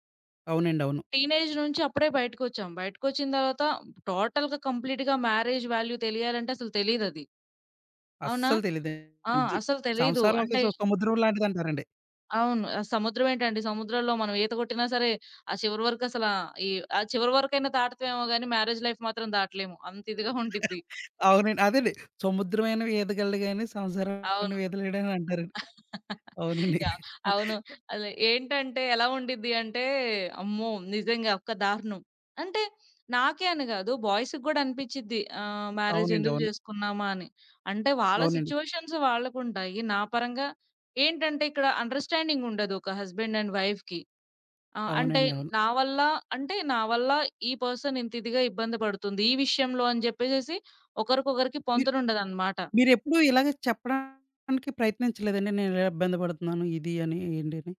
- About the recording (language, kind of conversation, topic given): Telugu, podcast, ఒక చిన్న నిర్ణయం మీ జీవితాన్ని ఎలా మార్చిందో వివరించగలరా?
- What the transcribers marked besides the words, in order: in English: "టీనేజ్"; in English: "టోటల్‌గా కంప్లీట్‌గా మ్యారేజ్ వాల్యూ"; other background noise; in English: "మ్యారేజ్ లైఫ్"; laughing while speaking: "అంతిదిగా"; chuckle; chuckle; giggle; in English: "బాయ్స్‌కి"; in English: "సిట్యుయేషన్స్"; in English: "హస్బెండ్ అండ్ వైఫ్‌కి"; in English: "పర్సన్"